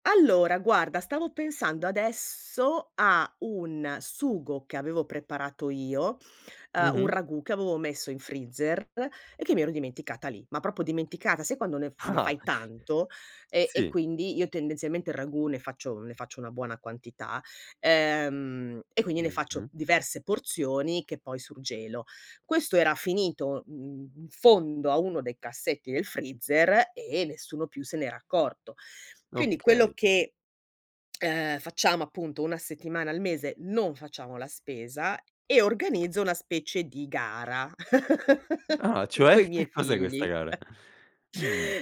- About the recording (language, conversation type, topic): Italian, podcast, Come organizzi la dispensa per evitare sprechi alimentari?
- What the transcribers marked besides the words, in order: "proprio" said as "propo"; tapping; chuckle; laughing while speaking: "Che"; chuckle